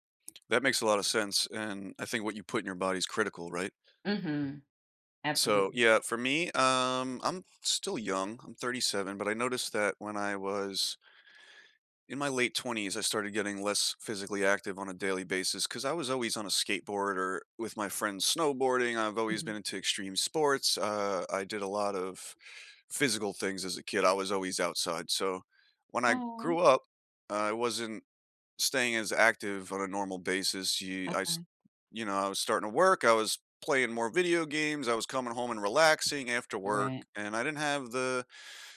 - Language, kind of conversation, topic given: English, unstructured, How do you stay motivated to move regularly?
- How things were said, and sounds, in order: tapping